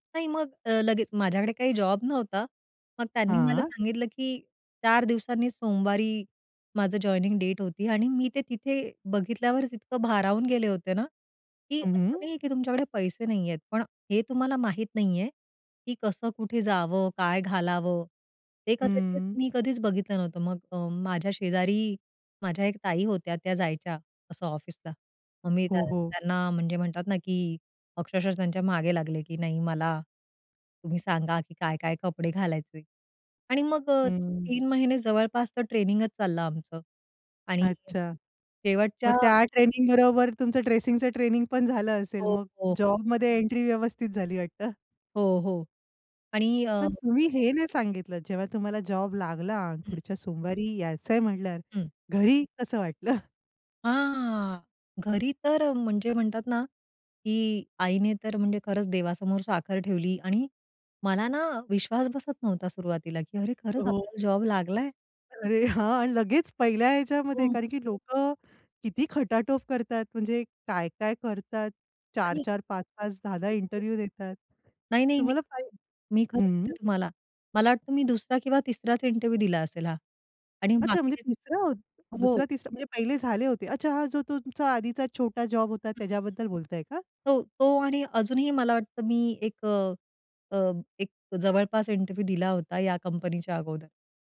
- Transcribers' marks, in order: anticipating: "हां"; in English: "जॉइनिंग डेट"; in English: "ड्रेसिंगचं"; in English: "एंट्री"; chuckle; chuckle; surprised: "हां!"; other noise; in English: "इंटरव्ह्यू"; unintelligible speech; in English: "इंटरव्ह्यू"; in English: "इंटरव्ह्यू"
- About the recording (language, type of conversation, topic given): Marathi, podcast, पहिली नोकरी तुम्हाला कशी मिळाली आणि त्याचा अनुभव कसा होता?